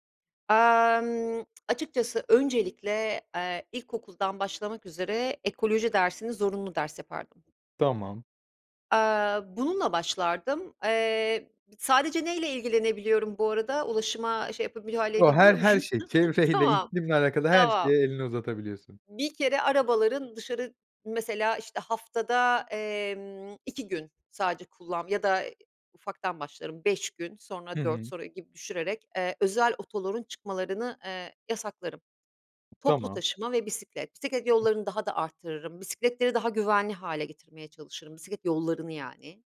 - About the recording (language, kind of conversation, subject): Turkish, podcast, İklim değişikliğinin günlük hayatımıza etkilerini nasıl görüyorsun?
- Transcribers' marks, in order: lip smack; laughing while speaking: "çevreyle"; chuckle; other background noise